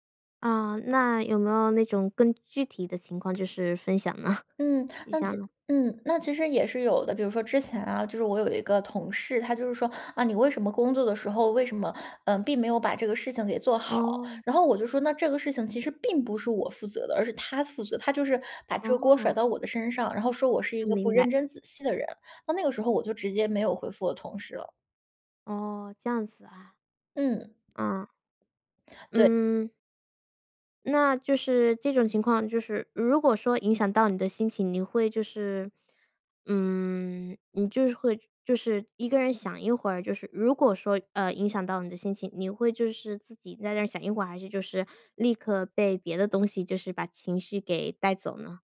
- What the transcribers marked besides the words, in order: laughing while speaking: "呢"
- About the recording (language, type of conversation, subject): Chinese, podcast, 你会如何应对别人对你变化的评价？